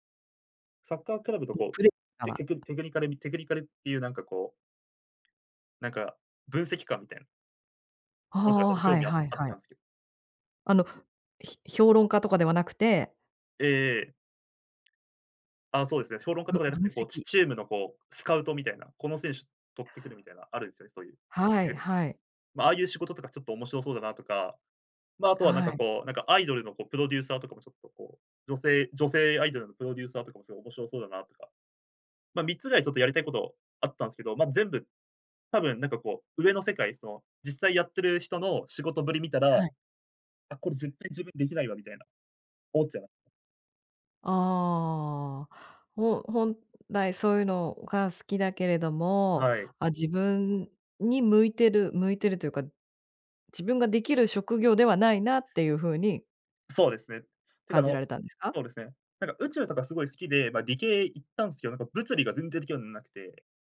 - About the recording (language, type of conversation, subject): Japanese, podcast, 好きなことを仕事にすべきだと思いますか？
- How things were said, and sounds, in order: tapping; other background noise